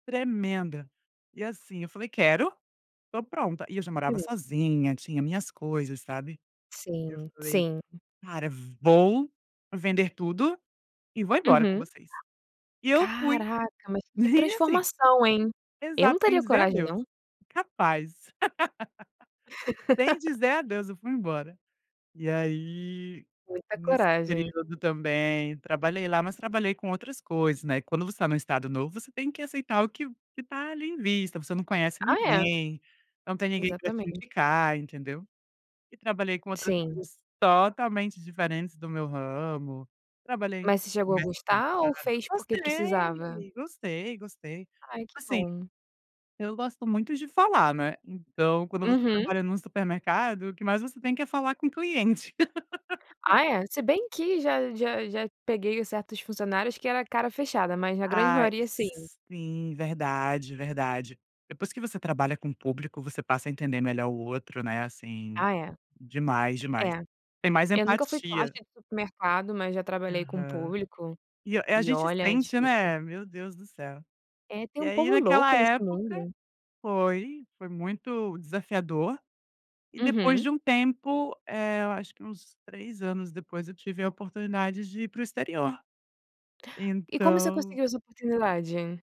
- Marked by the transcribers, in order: other noise; tapping; chuckle; laugh; laugh; laugh
- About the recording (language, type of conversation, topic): Portuguese, podcast, Quando um plano deu errado, como ele acabou se tornando ainda melhor do que o original?